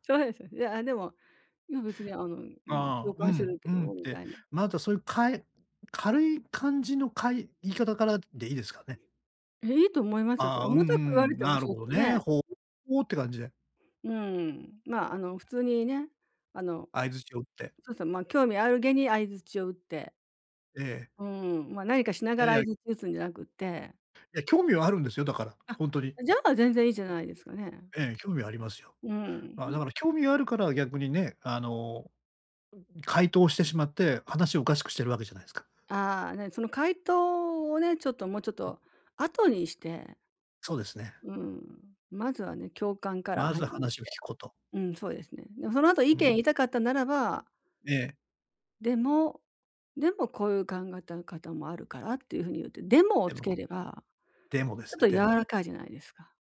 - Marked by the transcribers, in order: "考え" said as "かんがた"; stressed: "でも"; tapping
- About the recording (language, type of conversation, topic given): Japanese, advice, パートナーとの会話で不安をどう伝えればよいですか？